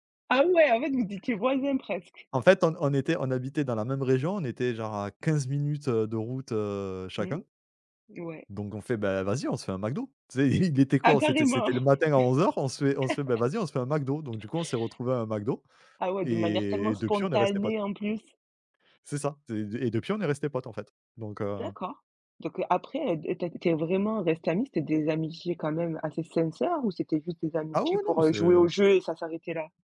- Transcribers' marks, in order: chuckle
- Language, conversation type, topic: French, podcast, Quelles activités simples favorisent les nouvelles connexions ?